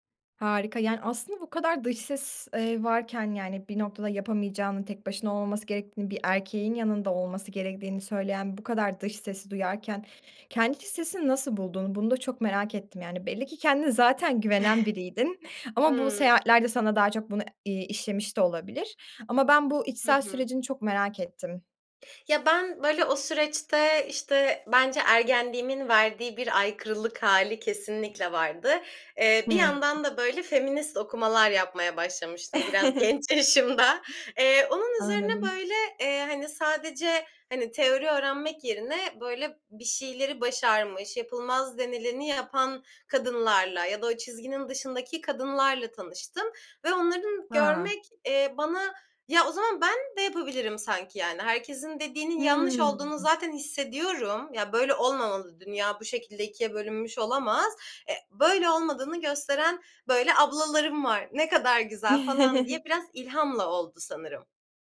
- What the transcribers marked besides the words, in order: giggle; tapping; chuckle; other background noise; laughing while speaking: "biraz genç yaşımda"; chuckle
- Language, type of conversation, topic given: Turkish, podcast, Tek başına seyahat etmekten ne öğrendin?